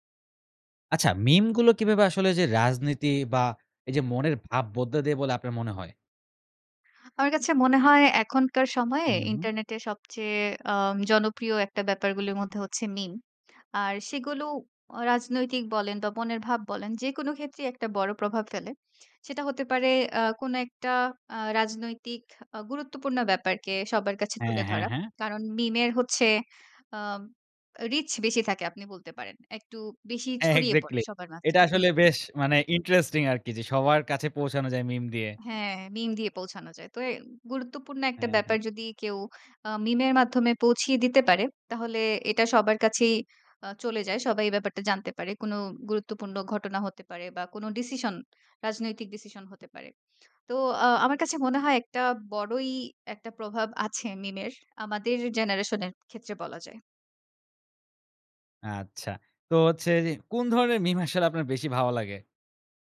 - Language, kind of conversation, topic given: Bengali, podcast, মিমগুলো কীভাবে রাজনীতি ও মানুষের মানসিকতা বদলে দেয় বলে তুমি মনে করো?
- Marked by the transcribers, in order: none